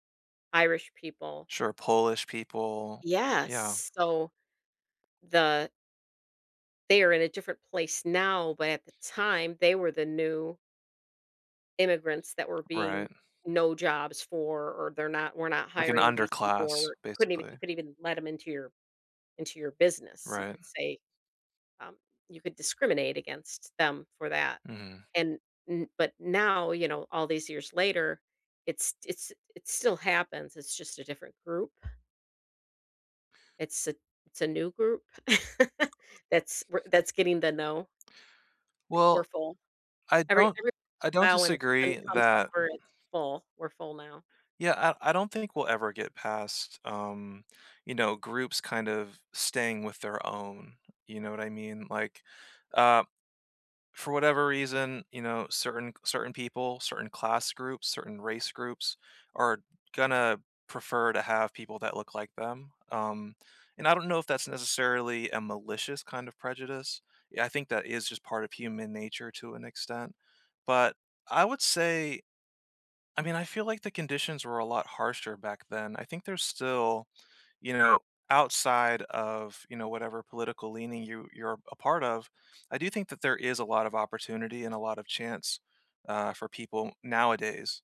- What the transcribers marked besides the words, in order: chuckle; other background noise
- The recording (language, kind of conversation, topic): English, unstructured, How has life changed over the last 100 years?
- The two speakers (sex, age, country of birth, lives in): female, 60-64, United States, United States; male, 35-39, Germany, United States